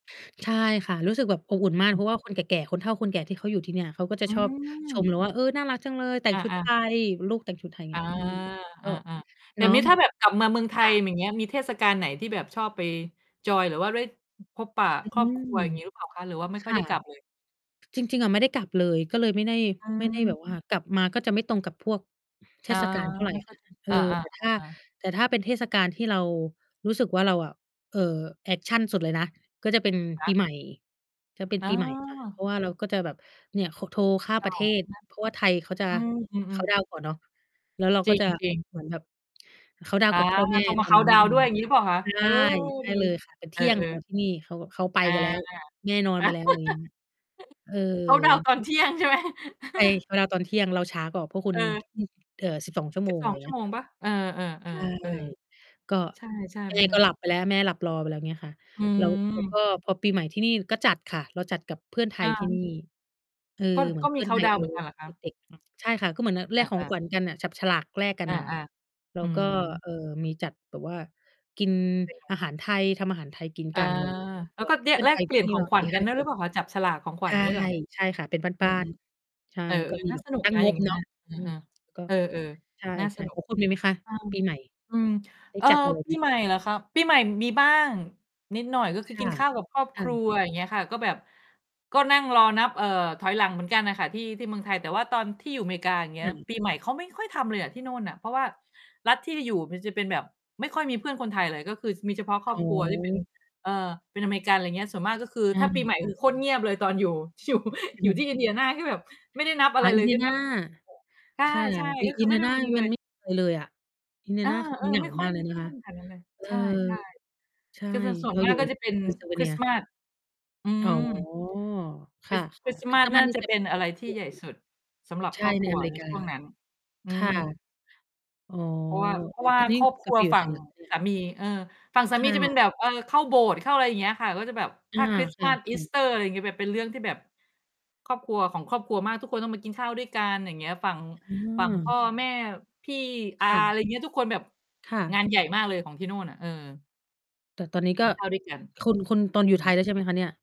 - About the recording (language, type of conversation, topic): Thai, unstructured, เทศกาลไหนที่ทำให้คุณรู้สึกอบอุ่นใจมากที่สุด?
- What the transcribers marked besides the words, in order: distorted speech; "อย่างเงี้ย" said as "แหม่งเงี้ย"; other background noise; tapping; laugh; laughing while speaking: "เคานต์ดาวน์ตอนเที่ยงใช่ไหม"; chuckle; "จับ" said as "ชับ"; mechanical hum; laughing while speaking: "ช อยู่"; chuckle; drawn out: "อ๋อ"; static